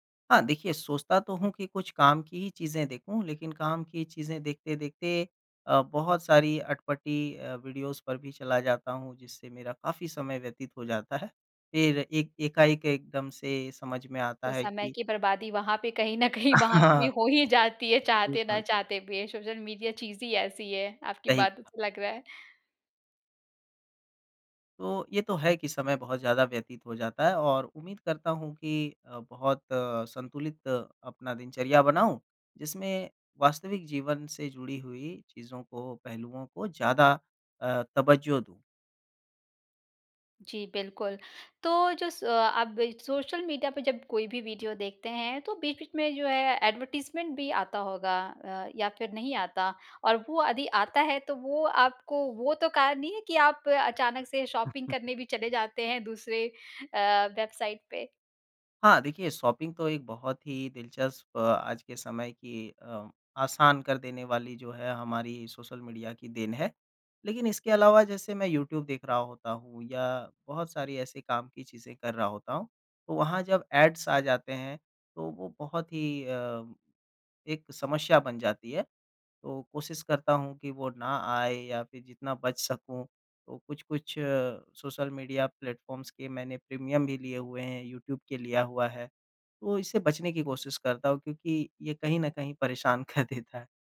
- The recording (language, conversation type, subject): Hindi, podcast, सोशल मीडिया ने आपके स्टाइल को कैसे बदला है?
- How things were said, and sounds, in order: in English: "वीडियोज़"; laughing while speaking: "कहीं न कहीं"; laughing while speaking: "हाँ"; in English: "एडवर्टाइज़मेंट"; "यदि" said as "अदि"; in English: "शॉपिंग"; other noise; in English: "शॉपिंग"; in English: "एड्स"; in English: "प्लेटफ़ॉर्म्स"; laughing while speaking: "कर देता है"